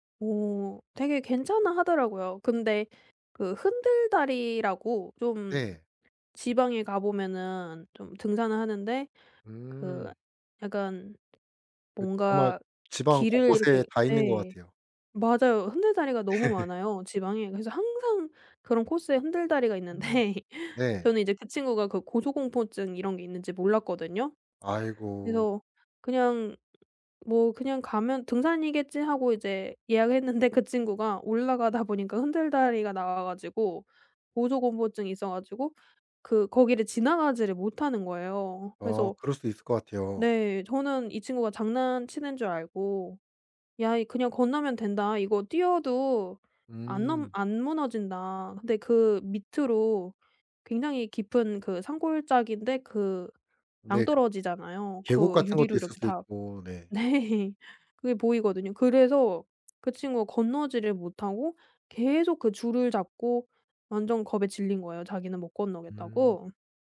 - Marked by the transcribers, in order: other background noise; laugh; laughing while speaking: "있는데"; laughing while speaking: "네"
- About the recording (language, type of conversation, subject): Korean, podcast, 친구와 여행 갔을 때 웃긴 사고가 있었나요?